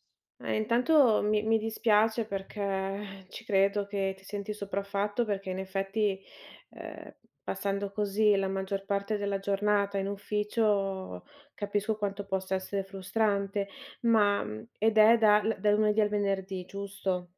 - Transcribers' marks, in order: none
- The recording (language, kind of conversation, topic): Italian, advice, Come ti senti quando ti senti sopraffatto dal carico di lavoro quotidiano?